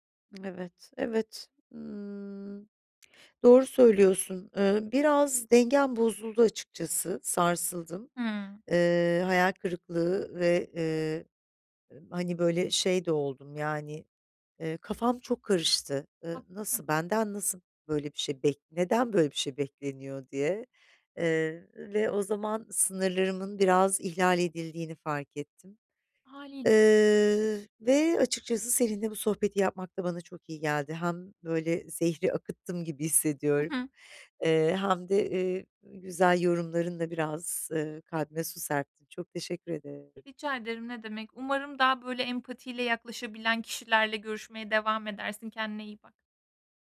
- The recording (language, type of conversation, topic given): Turkish, advice, Hayatımda son zamanlarda olan değişiklikler yüzünden arkadaşlarımla aram açılıyor; bunu nasıl dengeleyebilirim?
- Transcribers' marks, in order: tapping